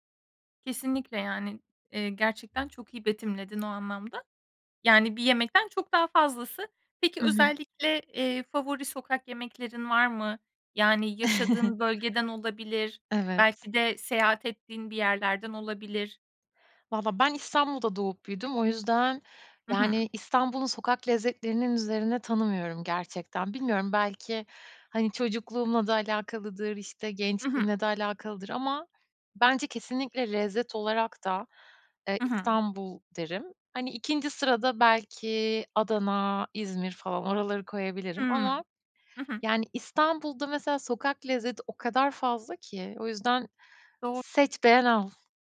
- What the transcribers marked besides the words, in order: tapping; other background noise; chuckle
- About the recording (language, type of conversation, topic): Turkish, podcast, Sokak lezzetleri senin için ne ifade ediyor?